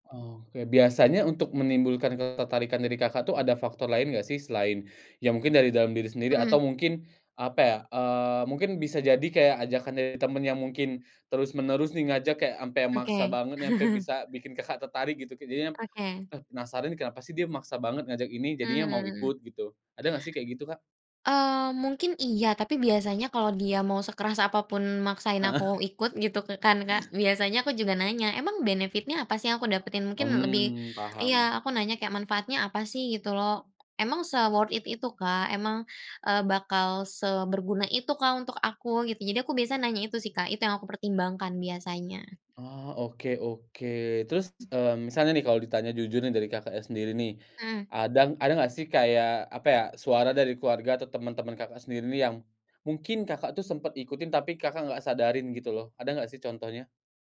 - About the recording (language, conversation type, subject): Indonesian, podcast, Bagaimana kamu membedakan keinginanmu sendiri dari pengaruh orang lain?
- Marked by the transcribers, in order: chuckle; other background noise; tapping; in English: "benefit-nya"; in English: "se-worth it"